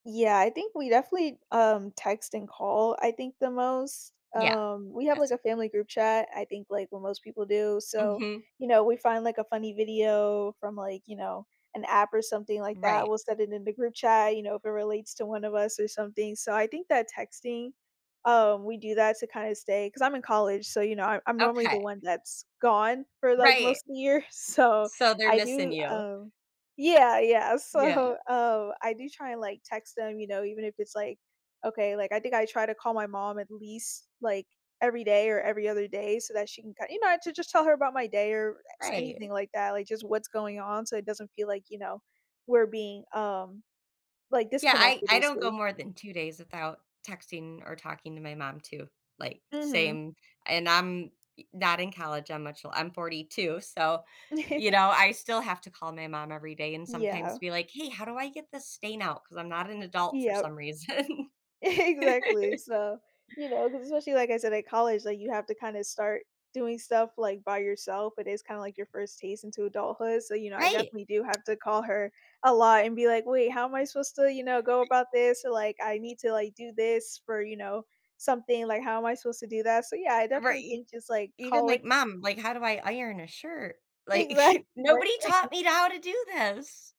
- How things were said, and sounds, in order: laughing while speaking: "So"; chuckle; laughing while speaking: "Exactly"; laughing while speaking: "reason"; chuckle; other background noise; laughing while speaking: "Like"; chuckle
- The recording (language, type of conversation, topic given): English, unstructured, How do family traditions and shared moments create a sense of belonging?
- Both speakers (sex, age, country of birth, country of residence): female, 20-24, United States, United States; female, 45-49, United States, United States